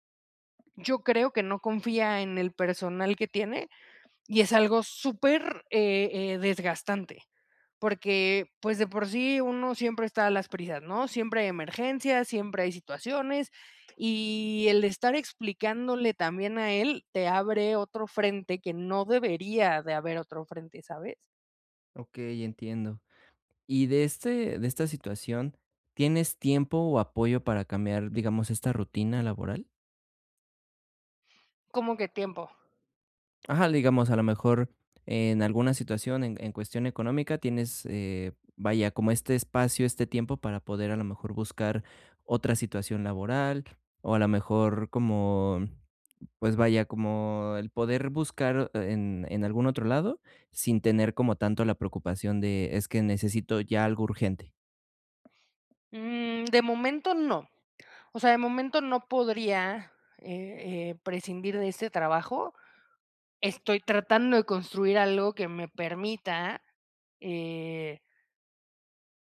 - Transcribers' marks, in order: tapping
- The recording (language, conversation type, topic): Spanish, advice, ¿Cómo puedo mantener la motivación y el sentido en mi trabajo?